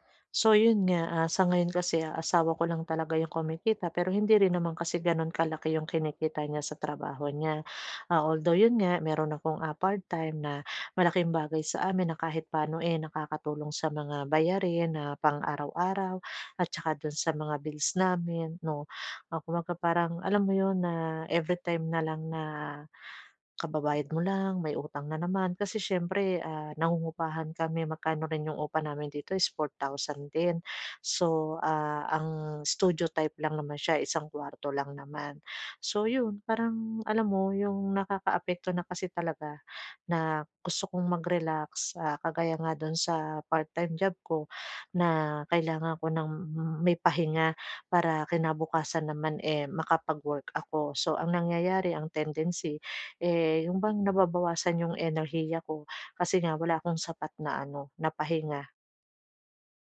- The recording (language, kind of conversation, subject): Filipino, advice, Paano ako makakapagpahinga at makapag-relaks sa bahay kapag sobrang stress?
- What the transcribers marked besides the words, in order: tapping; other background noise